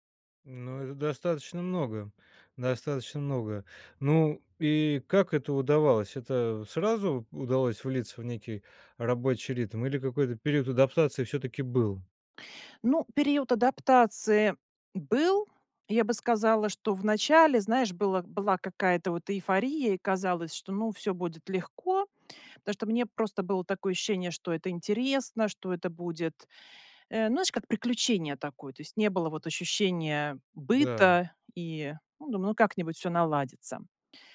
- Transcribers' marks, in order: none
- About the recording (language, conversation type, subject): Russian, podcast, Когда вам пришлось начать всё с нуля, что вам помогло?